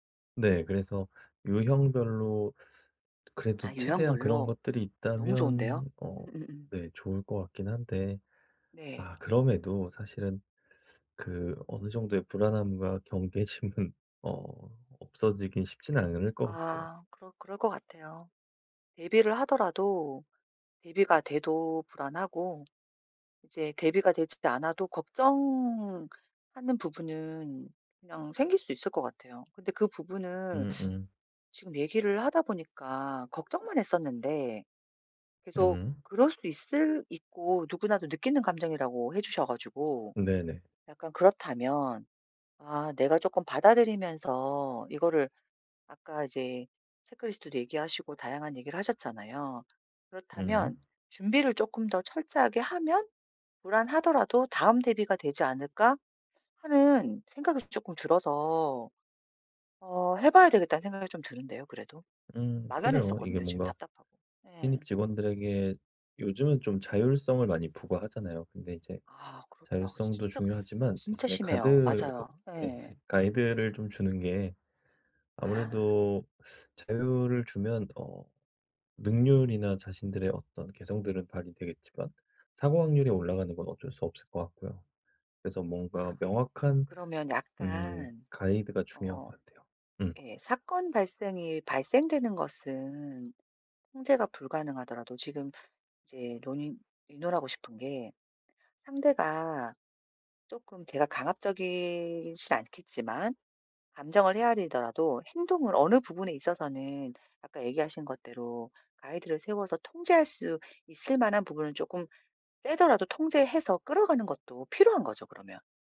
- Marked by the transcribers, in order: tapping; laughing while speaking: "경계심은"; teeth sucking; other background noise; laughing while speaking: "예"; teeth sucking
- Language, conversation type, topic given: Korean, advice, 통제할 수 없는 사건들 때문에 생기는 불안은 어떻게 다뤄야 할까요?